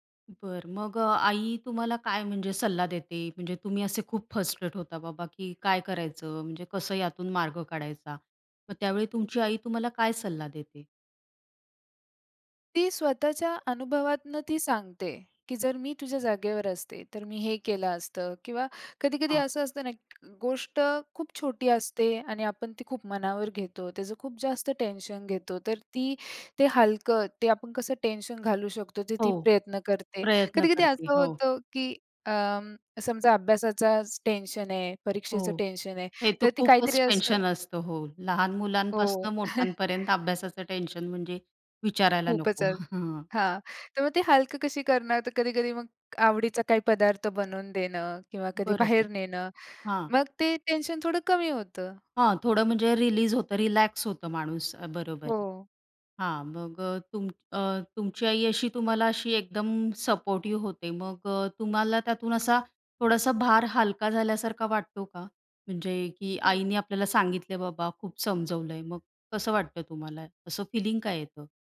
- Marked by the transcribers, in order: tapping; chuckle; laughing while speaking: "हां"
- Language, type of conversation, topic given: Marathi, podcast, कुटुंबीयांशी किंवा मित्रांशी बोलून तू तणाव कसा कमी करतोस?